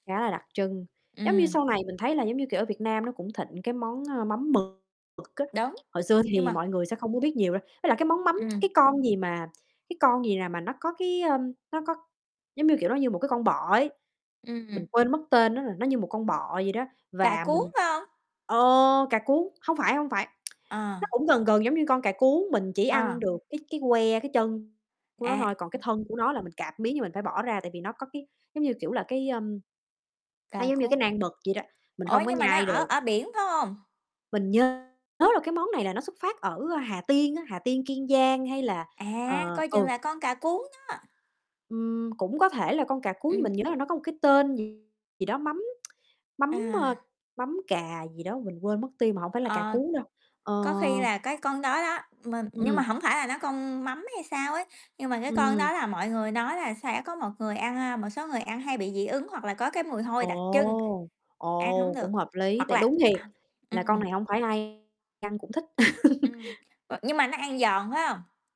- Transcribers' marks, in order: other background noise; tapping; distorted speech; tsk; tsk; laugh
- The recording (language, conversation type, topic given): Vietnamese, unstructured, Món ăn truyền thống nào khiến bạn nhớ về gia đình nhất?